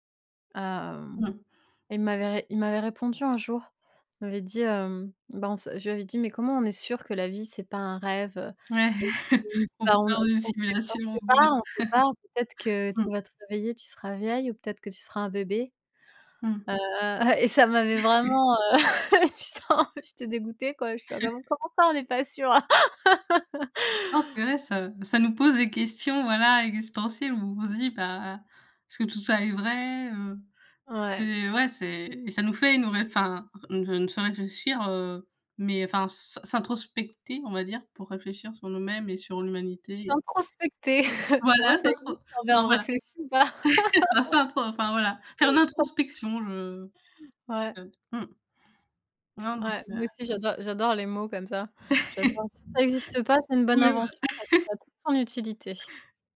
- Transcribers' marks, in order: chuckle; chuckle; chuckle; other background noise; laughing while speaking: "heu, j'étais un"; chuckle; laugh; chuckle; chuckle; laugh; chuckle; laugh
- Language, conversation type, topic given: French, unstructured, As-tu un souvenir lié à un film triste que tu aimerais partager ?